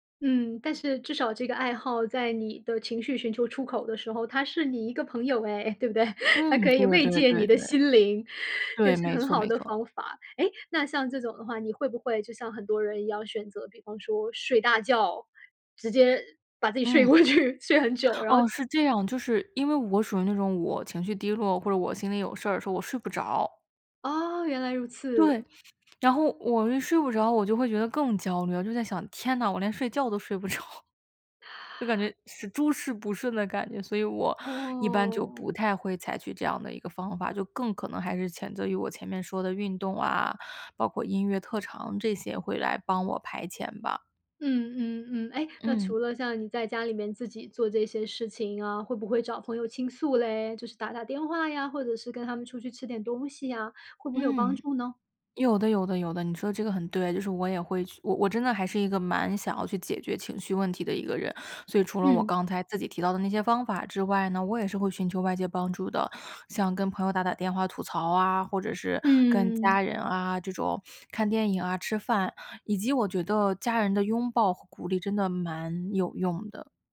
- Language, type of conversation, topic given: Chinese, podcast, 當情緒低落時你會做什麼？
- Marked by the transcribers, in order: laughing while speaking: "对不对？"; laugh; laughing while speaking: "睡过去"; laughing while speaking: "着"